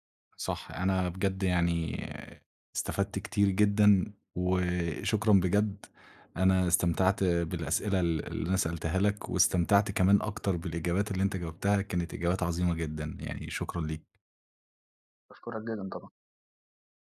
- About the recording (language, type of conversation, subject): Arabic, podcast, إيه روتينك المعتاد الصبح؟
- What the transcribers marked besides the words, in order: none